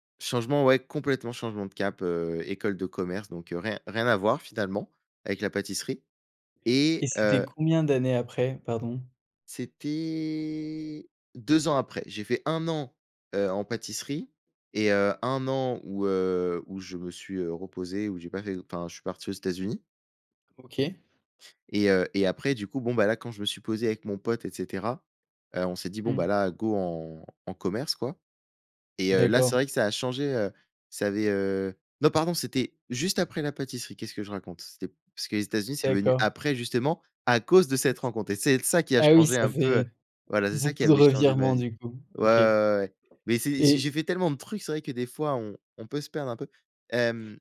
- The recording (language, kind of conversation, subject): French, podcast, Peux-tu raconter une rencontre fortuite qui a changé ta vie ?
- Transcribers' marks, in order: drawn out: "C'était"; stressed: "cause"; other background noise